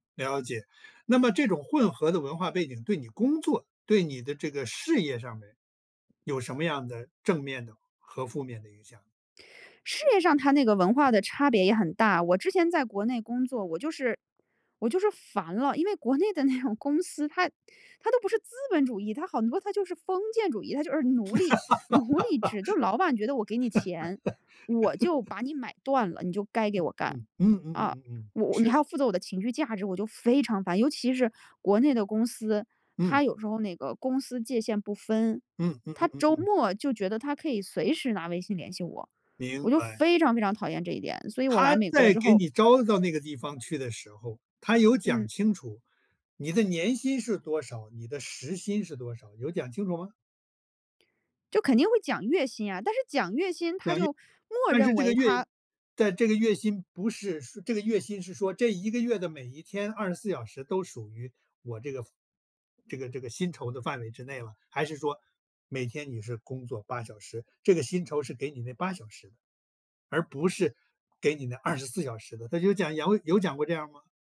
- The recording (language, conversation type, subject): Chinese, podcast, 混合文化背景对你意味着什么？
- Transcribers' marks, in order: laughing while speaking: "那种"; laugh; tapping